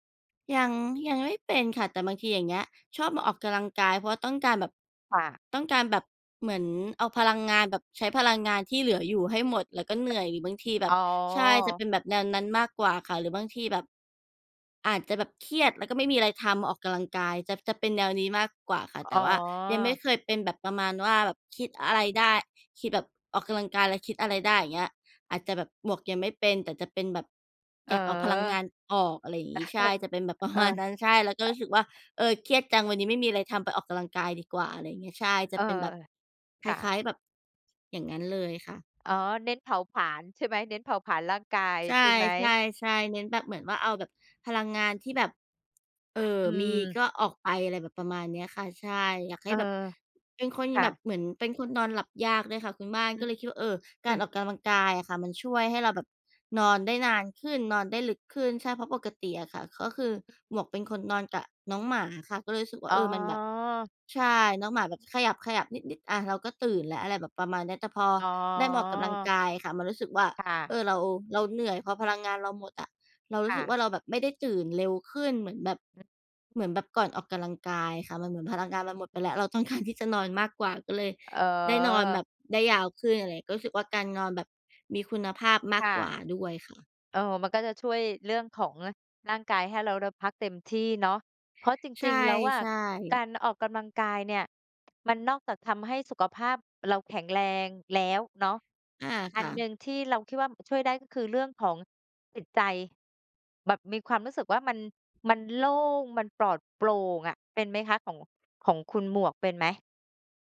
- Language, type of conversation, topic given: Thai, unstructured, คุณคิดว่าการออกกำลังกายช่วยเปลี่ยนชีวิตได้จริงไหม?
- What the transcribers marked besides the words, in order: other background noise; chuckle; tapping; drawn out: "อ๋อ"; laughing while speaking: "ต้องการ"